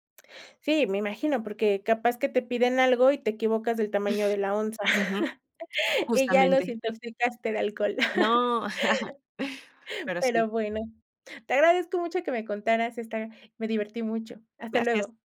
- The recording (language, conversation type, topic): Spanish, podcast, ¿Cómo usas internet para aprender de verdad?
- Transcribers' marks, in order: giggle; laugh; chuckle; laugh